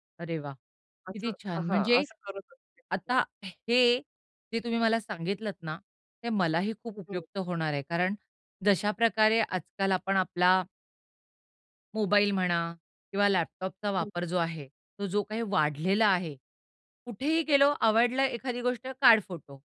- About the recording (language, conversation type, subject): Marathi, podcast, गरज नसलेल्या वस्तू काढून टाकण्याची तुमची पद्धत काय आहे?
- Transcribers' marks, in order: other noise; unintelligible speech; tapping